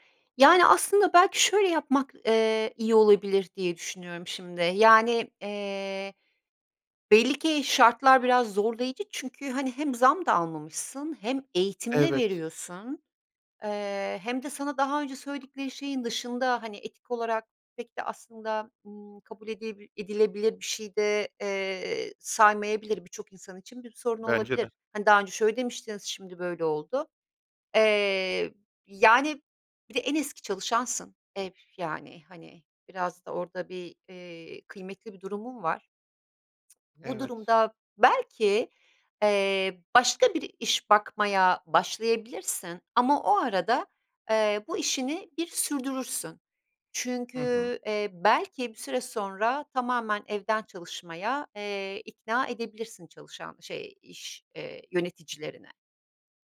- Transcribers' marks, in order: other background noise
- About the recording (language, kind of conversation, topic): Turkish, advice, Evden çalışma veya esnek çalışma düzenine geçişe nasıl uyum sağlıyorsunuz?